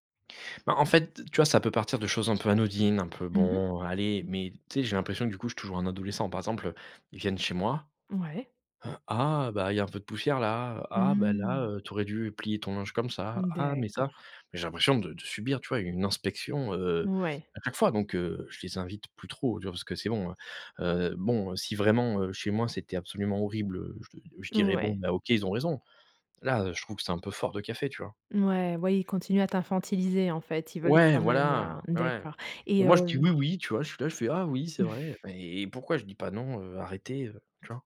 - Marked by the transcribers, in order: chuckle; tapping
- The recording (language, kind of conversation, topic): French, advice, Comment puis-je poser des limites personnelles à un parent sans culpabiliser ?